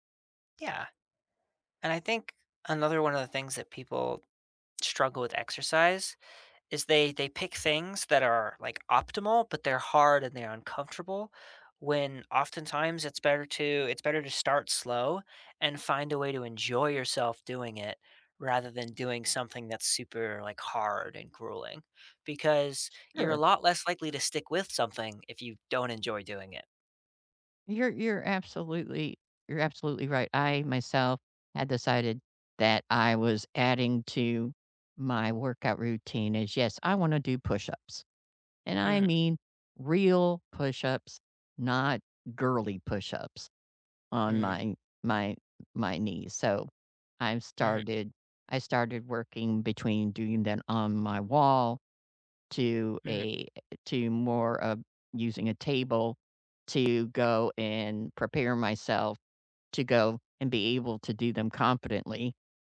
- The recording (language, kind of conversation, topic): English, unstructured, How can you persuade someone to cut back on sugar?
- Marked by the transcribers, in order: tapping